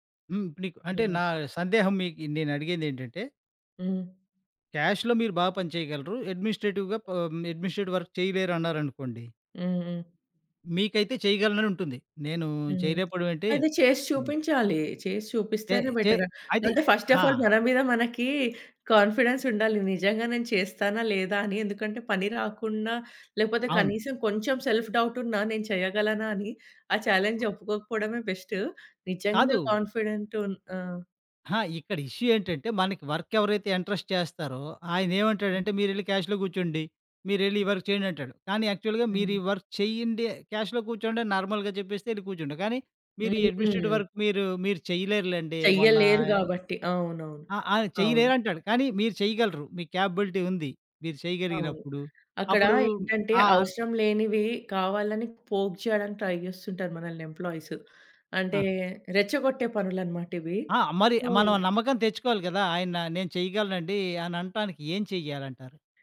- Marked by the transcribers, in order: in English: "క్యాష్‌లో"; in English: "ఎడ్మినిస్ట్రేటివ్‌గా"; in English: "ఎడ్మినిస్ట్రేటివ్ వర్క్"; other background noise; in English: "ఫస్ట్ ఆఫ్ ఆల్"; tapping; in English: "సెల్ఫ్"; in English: "ఛాలెంజ్"; in English: "బెస్ట్"; in English: "ఇష్యూ"; in English: "ఇంట్రెస్ట్"; in English: "క్యాష్‌లో"; unintelligible speech; in English: "వర్క్"; in English: "యాక్చువల్‌గా"; in English: "వర్క్"; in English: "క్యాష్‌లో"; in English: "నార్మల్‌గా"; in English: "ఎడ్మినిస్ట్రేటివ్ వర్క్"; in English: "కేపబులిటీ"; in English: "పోక్"; in English: "ట్రై"; in English: "ఎంప్లాయిస్"; in English: "సో"
- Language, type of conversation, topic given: Telugu, podcast, మీరు తప్పు చేసినప్పుడు నమ్మకాన్ని ఎలా తిరిగి పొందగలరు?